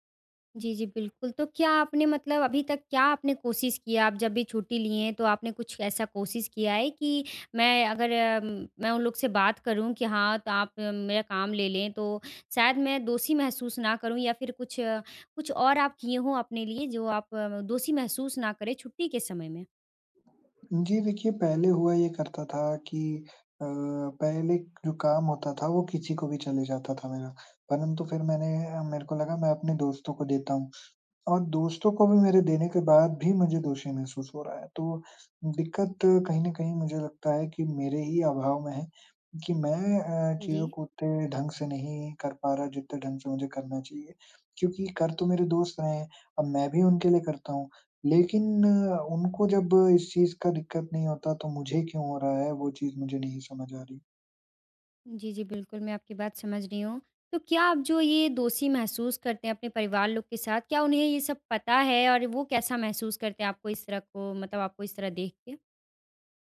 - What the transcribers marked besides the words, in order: other background noise; tapping
- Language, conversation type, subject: Hindi, advice, मैं छुट्टी के दौरान दोषी महसूस किए बिना पूरी तरह आराम कैसे करूँ?